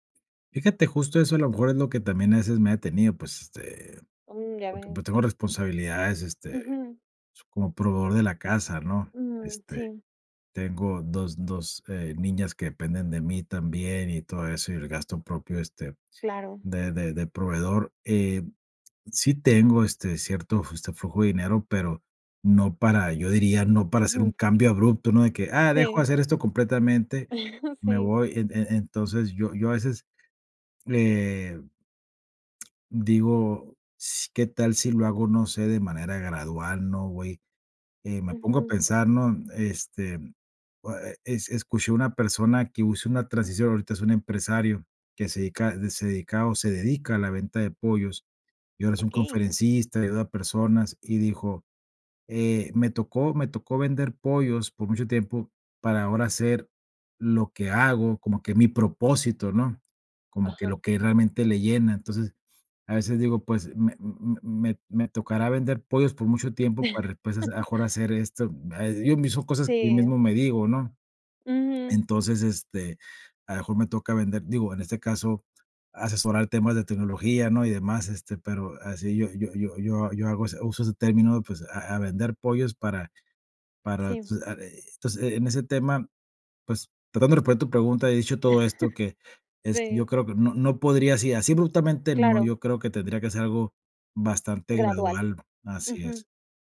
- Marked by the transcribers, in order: other noise; tapping; chuckle; other background noise; chuckle; chuckle
- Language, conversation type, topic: Spanish, advice, ¿Cómo puedo decidir si debo cambiar de carrera o de rol profesional?